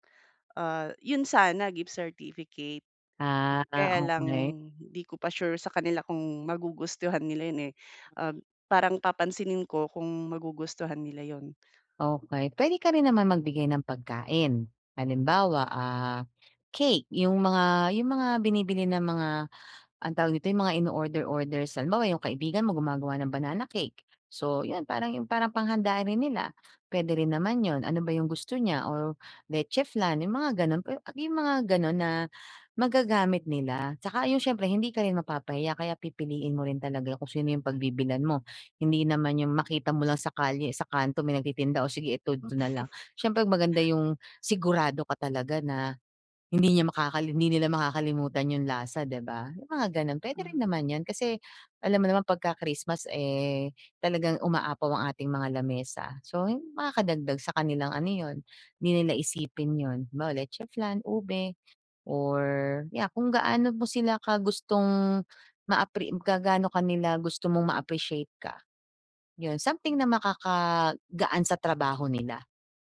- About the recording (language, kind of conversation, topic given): Filipino, advice, Paano ako pipili ng regalong magugustuhan nila?
- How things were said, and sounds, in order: chuckle